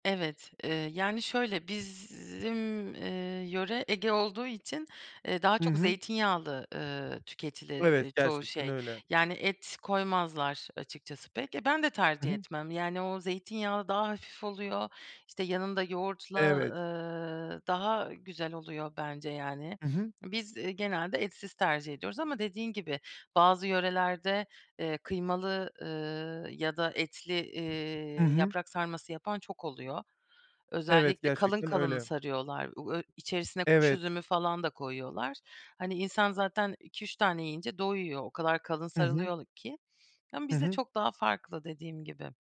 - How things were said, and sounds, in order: "bizim" said as "bizzim"
- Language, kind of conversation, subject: Turkish, podcast, Hangi yemekler sana aitlik duygusu yaşatır?